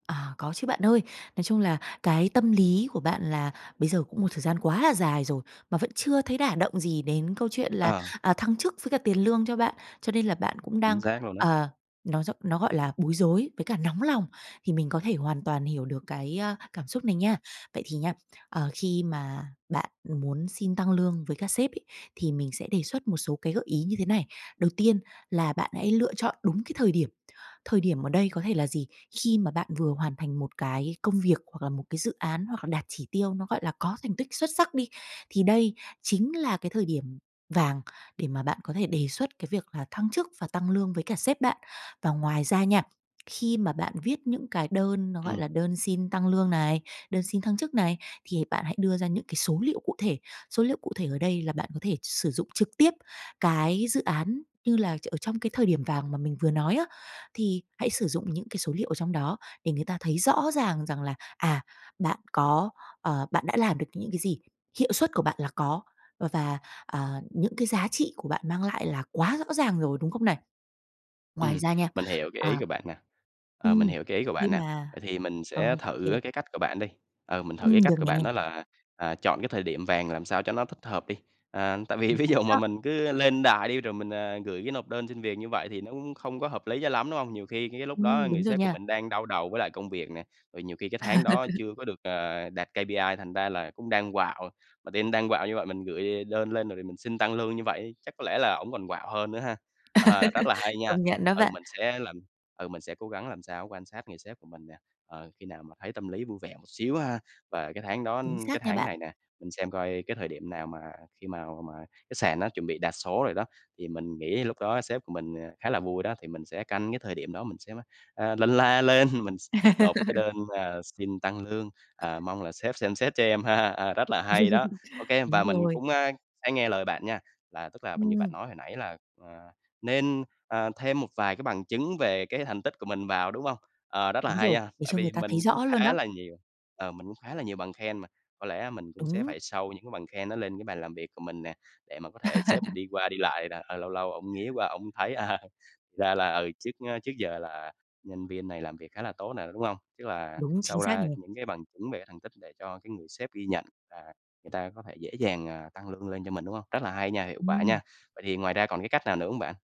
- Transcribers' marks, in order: tapping; laughing while speaking: "tại vì ví dụ"; chuckle; in English: "K-P-I"; in English: "team"; laugh; laughing while speaking: "Ờ"; laughing while speaking: "lên"; laugh; laughing while speaking: "cho em ha"; chuckle; in English: "show"; laugh; laughing while speaking: "à"; in English: "show"
- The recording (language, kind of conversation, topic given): Vietnamese, advice, Làm thế nào để xin tăng lương sau một thời gian làm việc hiệu quả?